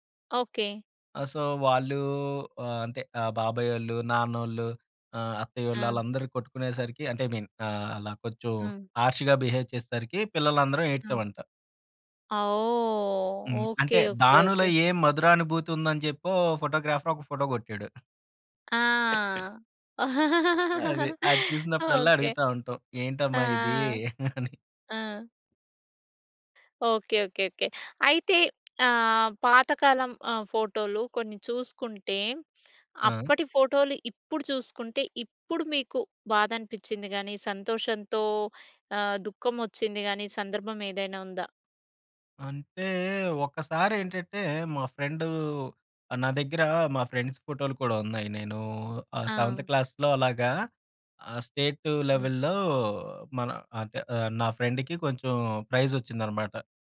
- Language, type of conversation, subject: Telugu, podcast, మీ కుటుంబపు పాత ఫోటోలు మీకు ఏ భావాలు తెస్తాయి?
- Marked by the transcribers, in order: in English: "సో"; in English: "ఐ మీన్"; in English: "హర్ష్‌గా బిహేవ్"; in English: "ఫోటోగ్రాఫర్"; chuckle; chuckle; in English: "ఫ్రెండ్"; in English: "ఫ్రెండ్స్"; in English: "సెవెంత్ క్లాస్‌లో"; in English: "స్టేట్ లెవెల్‌లో"; in English: "ఫ్రెండ్‌కి"; in English: "ప్రైజ్"